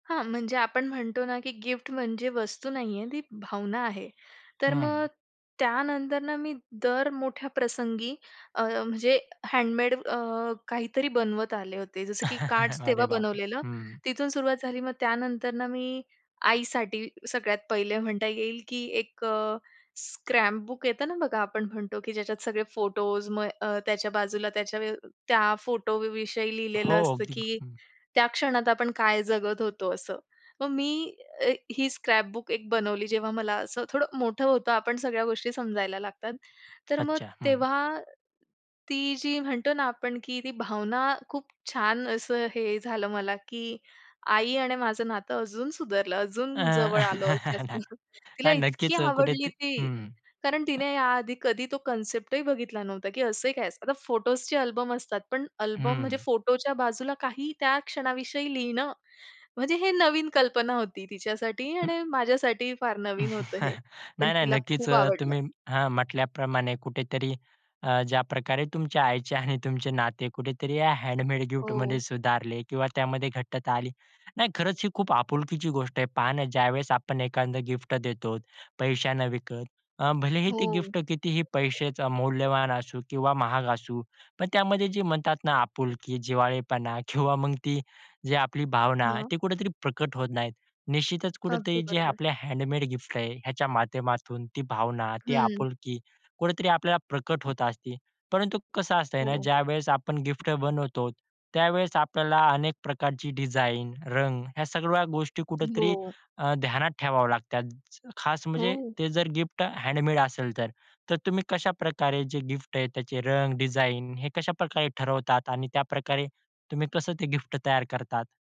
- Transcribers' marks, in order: in English: "हँडमेड"; chuckle; in English: "स्क्रॅपबुक"; other background noise; in English: "स्क्रॅपबुक"; tapping; laughing while speaking: "जास्त"; chuckle; in English: "कन्सेप्टही"; chuckle; in English: "हँडमेड"; chuckle; in English: "हँडमेड"; in English: "हँडमेड"
- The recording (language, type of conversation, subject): Marathi, podcast, हँडमेड भेटवस्तू बनवताना तुम्ही कोणत्या गोष्टींचा विचार करता?